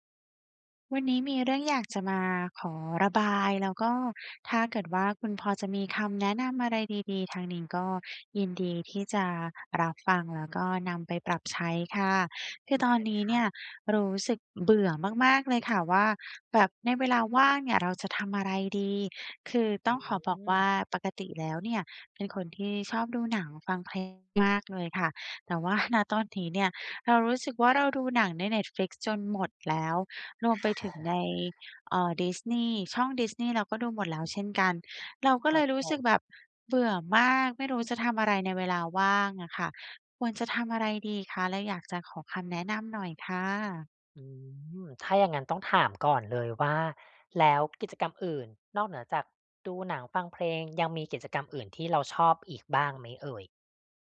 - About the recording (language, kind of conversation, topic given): Thai, advice, เวลาว่างแล้วรู้สึกเบื่อ ควรทำอะไรดี?
- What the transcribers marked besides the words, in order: tapping; other background noise; chuckle